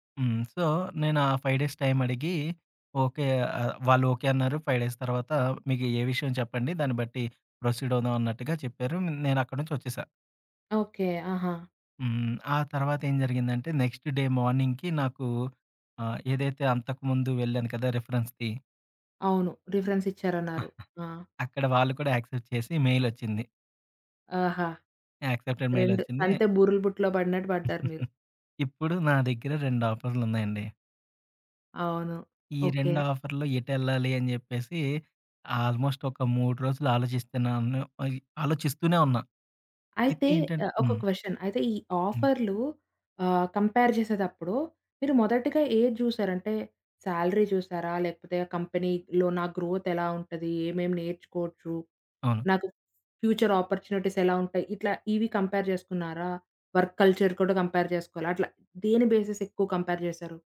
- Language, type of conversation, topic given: Telugu, podcast, రెండు ఆఫర్లలో ఒకదాన్నే ఎంపిక చేయాల్సి వస్తే ఎలా నిర్ణయం తీసుకుంటారు?
- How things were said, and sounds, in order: in English: "సో"; in English: "ఫైవ్ డేస్"; in English: "ఫైవ్ డేస్"; in English: "ప్రొసీడ్"; in English: "నెక్స్ట్ డే మార్నింగ్‌కి"; in English: "రిఫరెన్స్‌ది"; in English: "రిఫరెన్స్"; chuckle; in English: "యాక్సెప్ట్"; in English: "మెయిల్"; in English: "యాక్సెప్టెడ్ మెయిల్"; "పడ్డారు" said as "బడ్డారు"; chuckle; in English: "ఆఫర్‌లో"; in English: "ఆల్‌మోస్ట్"; "ఉన్న" said as "ఉన్ను"; in English: "క్వెషన్"; in English: "కంపేర్"; in English: "సాలరీ"; in English: "కంపెనీలో"; in English: "గ్రోత్"; in English: "ఫ్యూచర్ అపార్చునిటీస్"; in English: "కంపేర్"; in English: "వర్క్ కల్చర్"; in English: "కంపేర్"; in English: "బేసిస్"; in English: "కంపేర్"